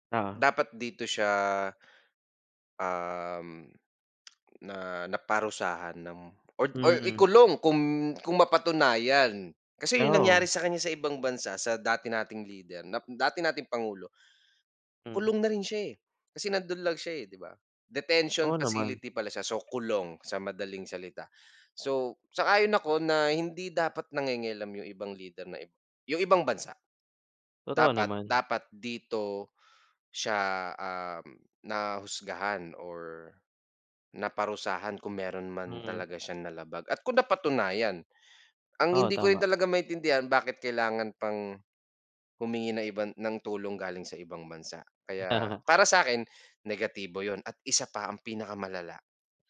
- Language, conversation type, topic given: Filipino, unstructured, Ano ang palagay mo sa kasalukuyang mga lider ng bansa?
- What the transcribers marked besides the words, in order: tsk